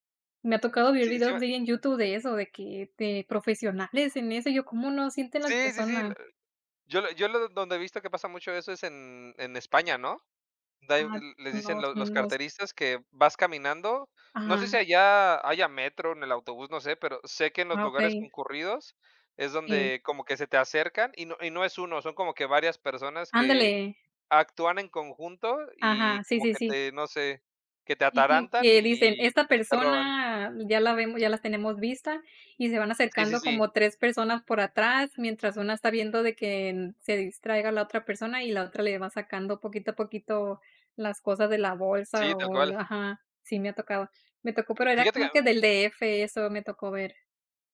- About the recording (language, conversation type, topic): Spanish, unstructured, ¿Alguna vez te han robado algo mientras viajabas?
- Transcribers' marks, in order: none